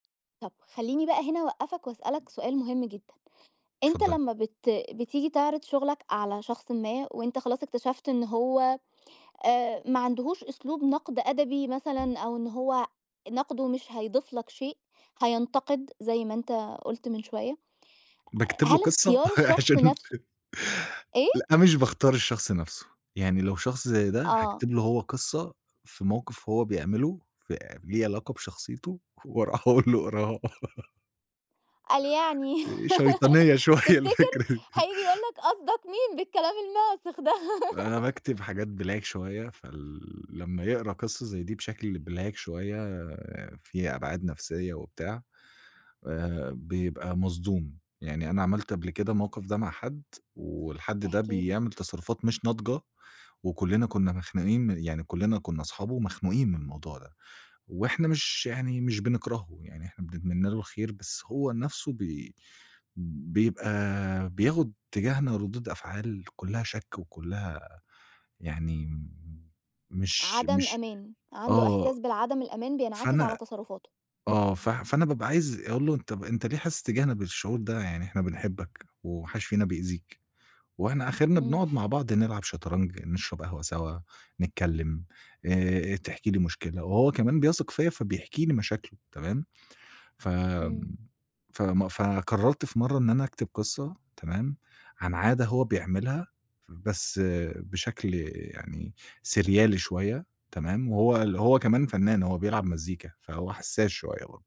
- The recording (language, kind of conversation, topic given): Arabic, podcast, إزاي بتتعامل مع النقد وإنت فنان؟
- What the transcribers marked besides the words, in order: other background noise; laughing while speaking: "عشان"; laughing while speaking: "وأروح أقول له اقراها"; laugh; laughing while speaking: "شوية الفكرة"; laugh; laugh; in English: "black"; in English: "black"